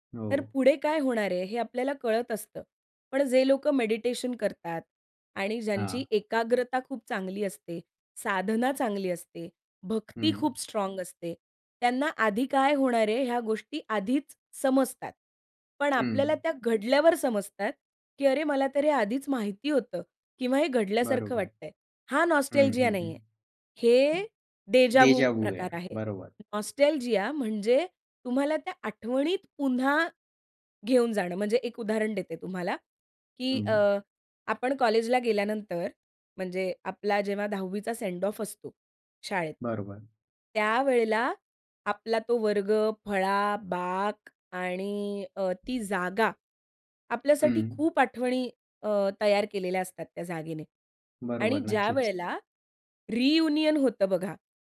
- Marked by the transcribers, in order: other background noise; in English: "देजावू"; in English: "नॉस्टॅल्जिया"; in English: "देजावू"; in English: "नॉस्टॅल्जिया"; in English: "सेंड ऑफ"; in English: "रियुनियन"
- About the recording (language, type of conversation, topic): Marathi, podcast, नॉस्टॅल्जिया इतकं शक्तिशाली का वाटतं?